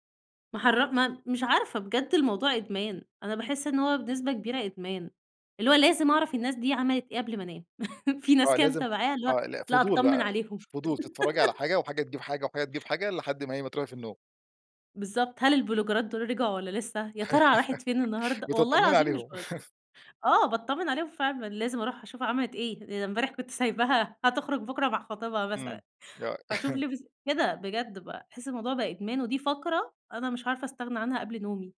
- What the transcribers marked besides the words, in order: laugh; tapping; laugh; in English: "البلوجرات"; giggle; laughing while speaking: "بتطمني عليهم"; laugh; chuckle
- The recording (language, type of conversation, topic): Arabic, podcast, شو تأثير الشاشات قبل النوم وإزاي نقلّل استخدامها؟